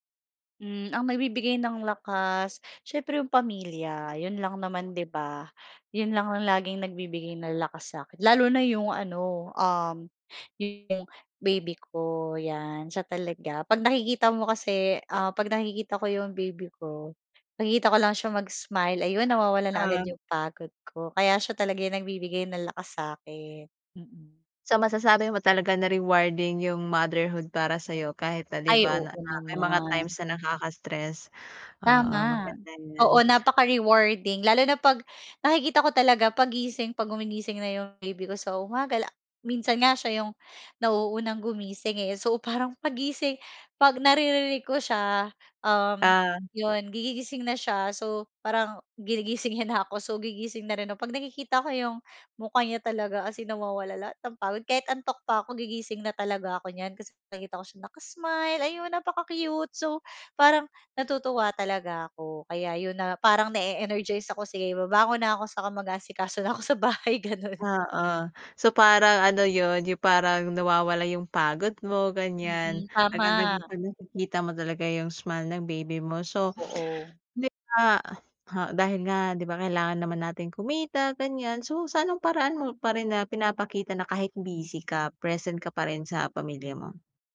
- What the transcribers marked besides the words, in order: other background noise; bird
- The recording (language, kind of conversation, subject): Filipino, podcast, Paano mo nababalanse ang trabaho at mga gawain sa bahay kapag pareho kang abala sa dalawa?
- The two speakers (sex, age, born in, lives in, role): female, 25-29, Philippines, Philippines, host; female, 35-39, Philippines, Philippines, guest